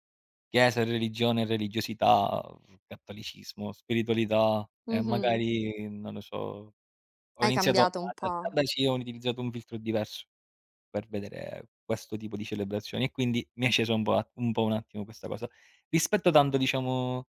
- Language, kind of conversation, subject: Italian, unstructured, Qual è un ricordo felice che associ a una festa religiosa?
- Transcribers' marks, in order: "cattolicesimo" said as "cattolicismo"; other background noise